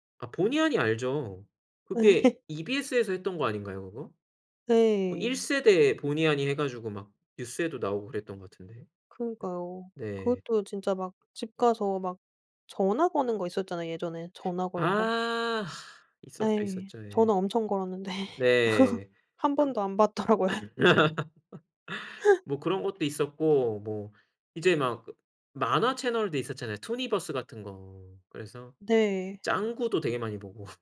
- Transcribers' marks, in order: laugh; laugh; laughing while speaking: "받더라고요"; laugh; laugh
- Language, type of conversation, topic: Korean, podcast, 어렸을 때 즐겨 보던 TV 프로그램은 무엇이었고, 어떤 점이 가장 기억에 남나요?